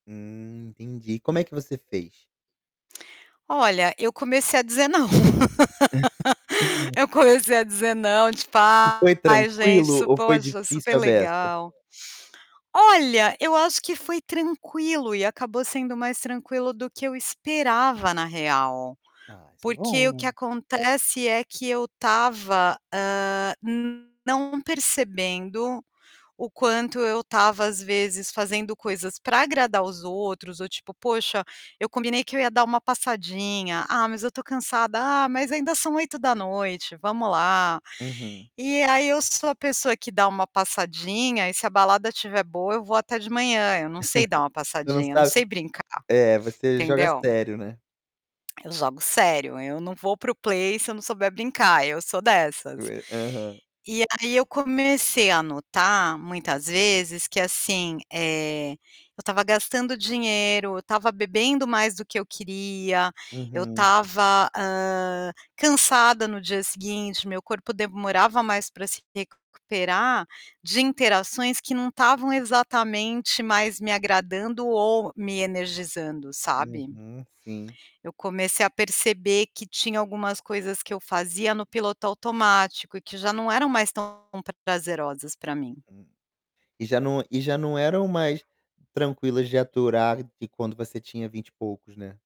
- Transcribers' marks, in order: static; tapping; laughing while speaking: "não"; laugh; unintelligible speech; other background noise; distorted speech; chuckle; in English: "play"
- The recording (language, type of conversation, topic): Portuguese, podcast, Como você equilibra o tempo sozinho com o tempo social?